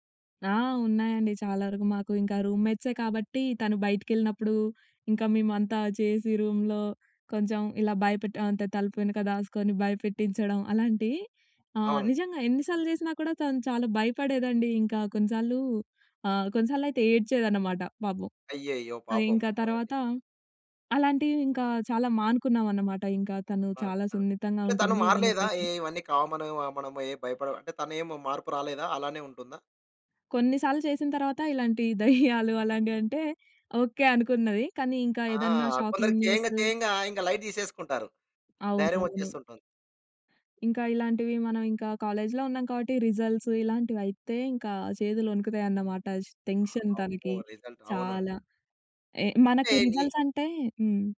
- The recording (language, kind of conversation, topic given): Telugu, podcast, సున్నితమైన విషయాల గురించి మాట్లాడేటప్పుడు మీరు ఎలా జాగ్రత్తగా వ్యవహరిస్తారు?
- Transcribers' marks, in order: in English: "రూమ్‌లో"; tapping; laughing while speaking: "దెయ్యాలు అలాంటివంటే"; in English: "షాకింగ్"; in English: "లైట్"; other background noise; in English: "రిజల్ట్స్"; in English: "రిజల్ట్"; in English: "టెన్షన్"